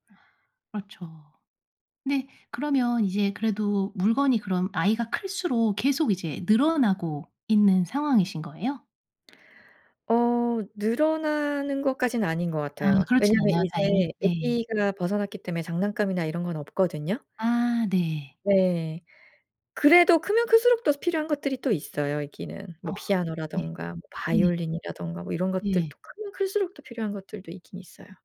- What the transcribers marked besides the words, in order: none
- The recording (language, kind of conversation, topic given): Korean, advice, 물건을 버릴 때 죄책감이 들어 정리를 미루게 되는데, 어떻게 하면 좋을까요?